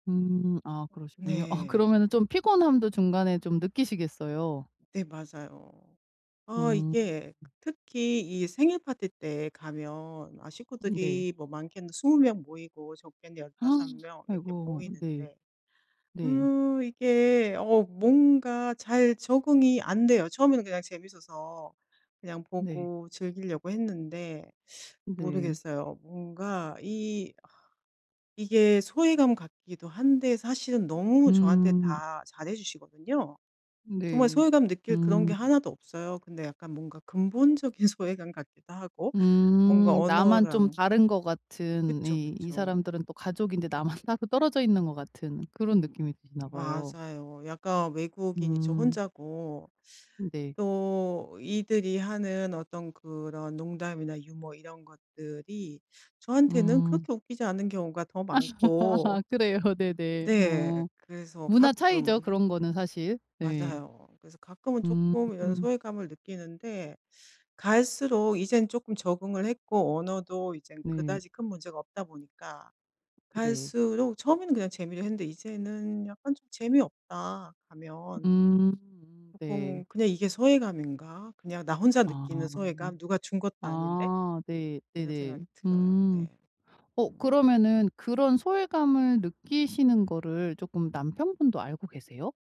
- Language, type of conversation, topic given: Korean, advice, 모임에서 자주 소외감을 느낄 때 어떻게 대처하면 좋을까요?
- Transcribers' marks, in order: laughing while speaking: "어"; tapping; gasp; other background noise; laughing while speaking: "소외감"; laughing while speaking: "나만"; laugh; laughing while speaking: "그래요"